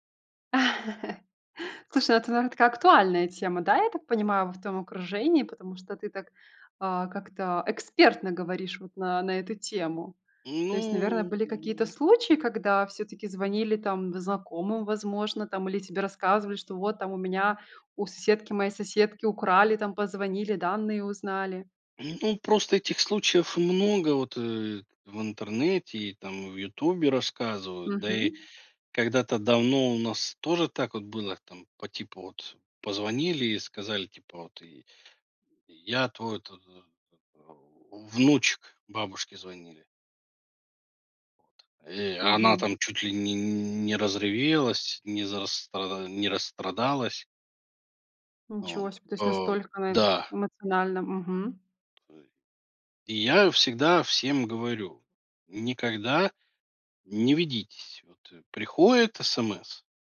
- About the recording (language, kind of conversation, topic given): Russian, podcast, Какие привычки помогают повысить безопасность в интернете?
- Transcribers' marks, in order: laugh; stressed: "экспертно"; other background noise; tapping